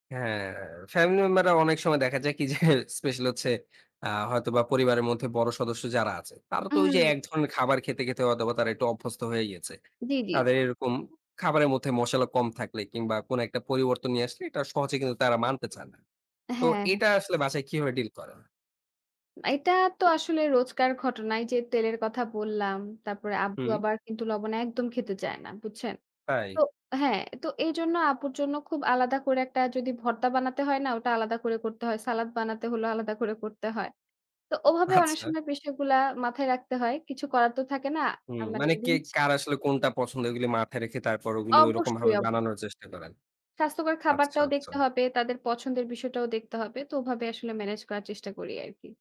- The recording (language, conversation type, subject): Bengali, podcast, স্বাস্থ্যকর খাওয়ার ব্যাপারে পরিবারের সঙ্গে কীভাবে সমঝোতা করবেন?
- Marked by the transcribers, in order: laughing while speaking: "যে"; tapping; laughing while speaking: "আচ্ছা"; "rules" said as "রুলছ"; other background noise